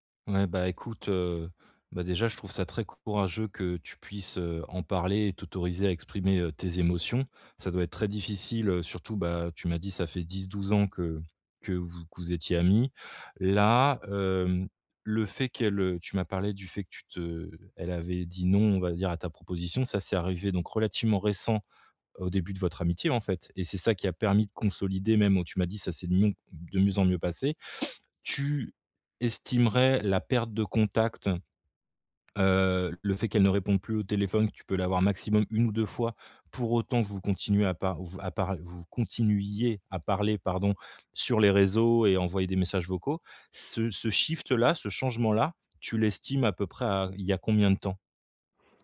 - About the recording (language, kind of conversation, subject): French, advice, Comment reconstruire ta vie quotidienne après la fin d’une longue relation ?
- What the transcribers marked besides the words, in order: sniff; in English: "shift"